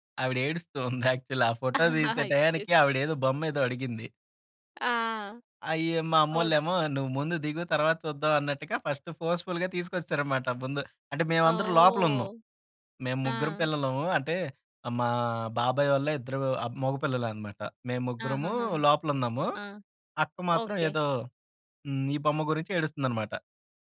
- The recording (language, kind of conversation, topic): Telugu, podcast, మీ కుటుంబపు పాత ఫోటోలు మీకు ఏ భావాలు తెస్తాయి?
- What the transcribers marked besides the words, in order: giggle; in English: "యాక్చువల్లీ"; laugh; unintelligible speech; in English: "ఫస్ట్ ఫోర్స్‌ఫుల్‌గా"